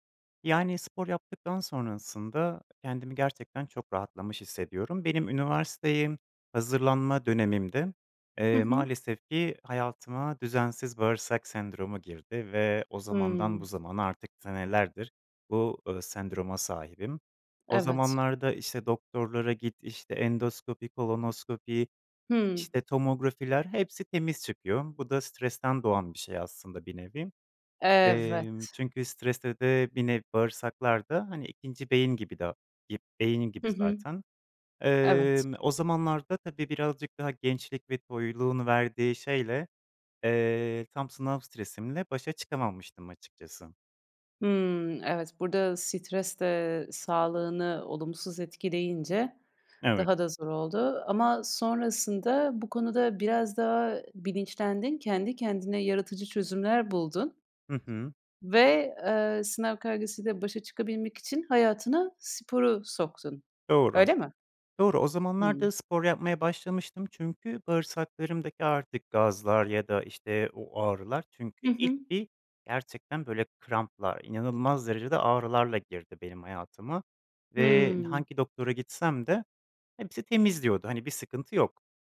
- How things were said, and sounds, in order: none
- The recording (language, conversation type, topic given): Turkish, podcast, Sınav kaygısıyla başa çıkmak için genelde ne yaparsın?